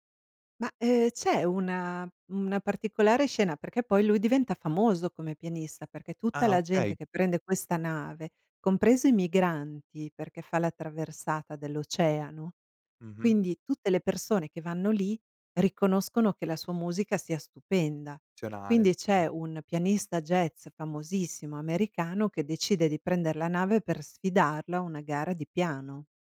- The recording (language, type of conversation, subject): Italian, podcast, Quale film ti fa tornare subito indietro nel tempo?
- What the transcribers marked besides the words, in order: none